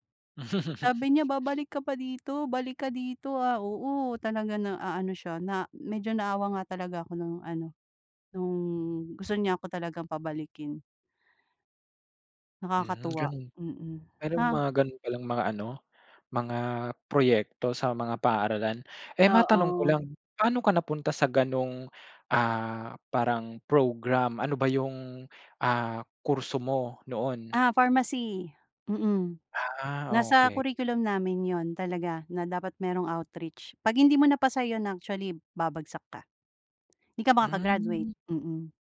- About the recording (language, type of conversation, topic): Filipino, podcast, Ano ang pinaka-nakakagulat na kabutihang-loob na naranasan mo sa ibang lugar?
- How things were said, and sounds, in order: chuckle